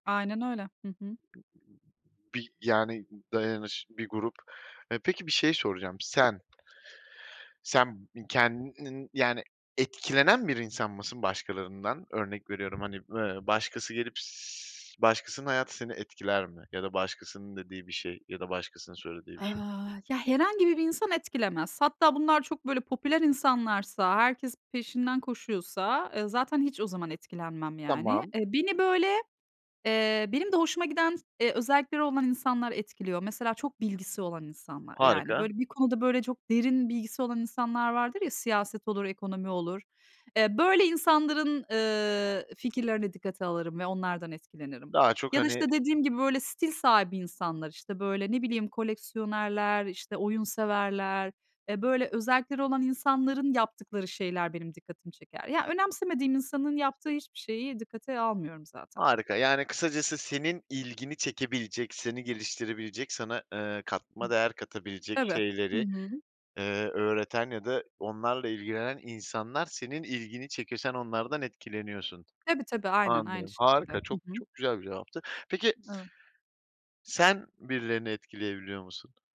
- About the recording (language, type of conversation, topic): Turkish, podcast, Arkadaş çevren, zevklerinin zamanla değişmesinde nasıl bir rol oynadı?
- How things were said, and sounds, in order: other noise; other background noise